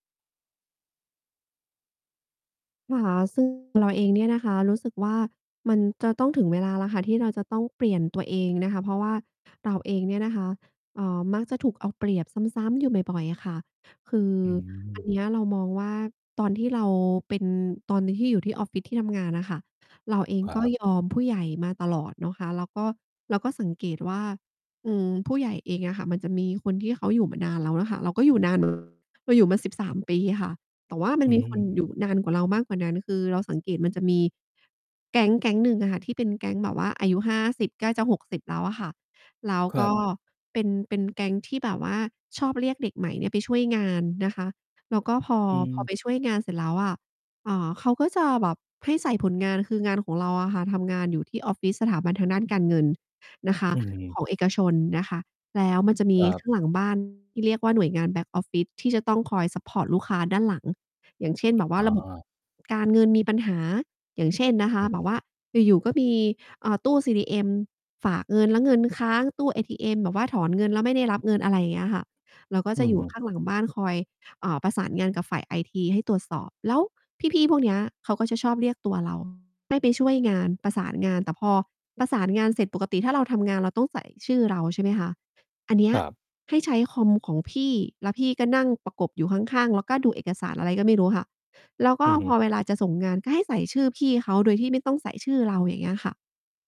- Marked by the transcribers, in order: distorted speech; tapping; mechanical hum; background speech; other background noise
- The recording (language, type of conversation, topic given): Thai, advice, ทำไมคุณถึงมักยอมทุกอย่างจนถูกเอาเปรียบซ้ำๆ และอยากเปลี่ยนแปลงสถานการณ์นี้อย่างไร?